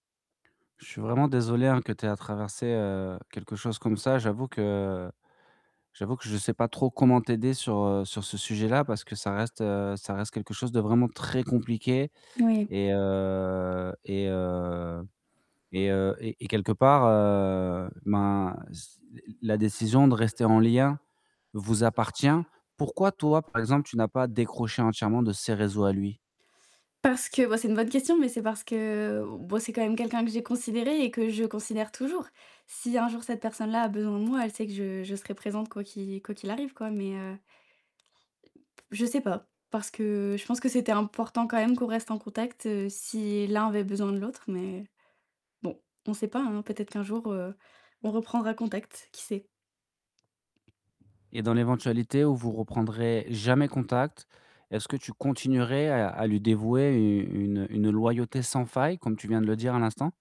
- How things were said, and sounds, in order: static; background speech; distorted speech; tapping; stressed: "très"; other background noise; stressed: "jamais"
- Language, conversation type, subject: French, advice, Comment puis-je rebondir après un rejet et retrouver rapidement confiance en moi ?